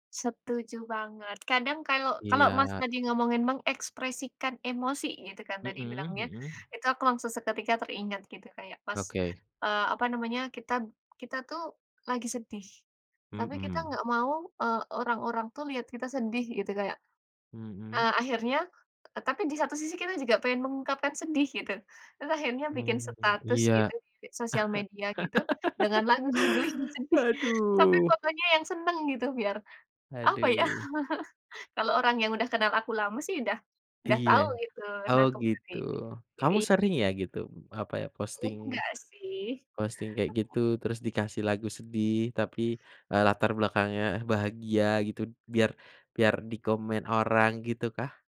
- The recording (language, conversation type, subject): Indonesian, unstructured, Bagaimana musik memengaruhi suasana hatimu dalam keseharian?
- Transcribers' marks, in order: laugh; laughing while speaking: "lagu-lagu yang sedih"; chuckle; chuckle